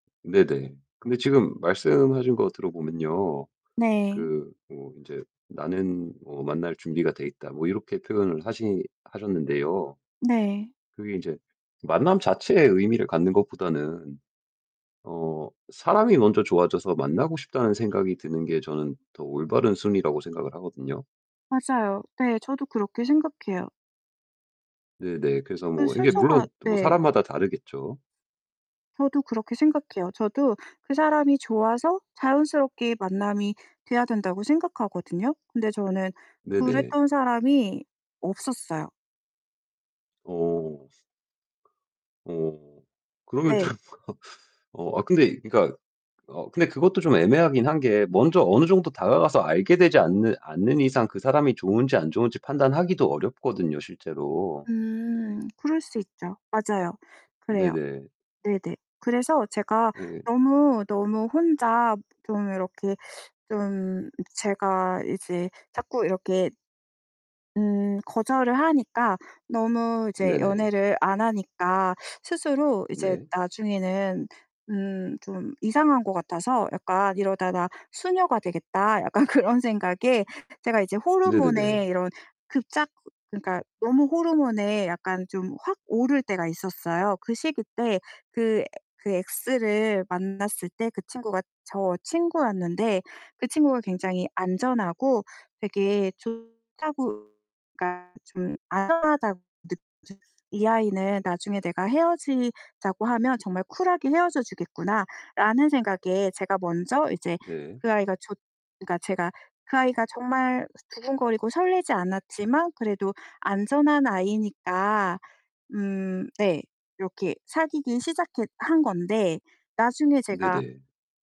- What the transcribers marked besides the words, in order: tapping; mechanical hum; other background noise; laughing while speaking: "좀"; laugh; laughing while speaking: "약간"; distorted speech
- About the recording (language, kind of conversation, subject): Korean, advice, 실패한 뒤 다시 시작할 동기를 어떻게 찾을 수 있을까요?